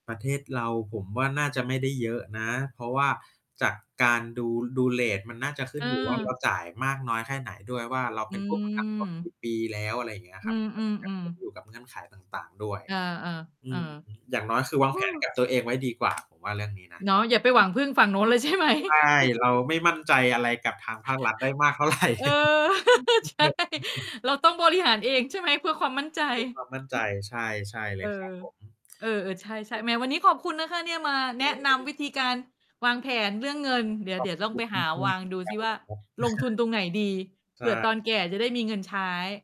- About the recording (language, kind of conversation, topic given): Thai, unstructured, คุณเคยรู้สึกกังวลเรื่องเงินบ้างไหม?
- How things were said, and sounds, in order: distorted speech; tapping; laughing while speaking: "ใช่ไหม"; chuckle; other background noise; chuckle; laugh; laughing while speaking: "ใช่"; laughing while speaking: "เท่าไร"; laugh; chuckle; unintelligible speech; chuckle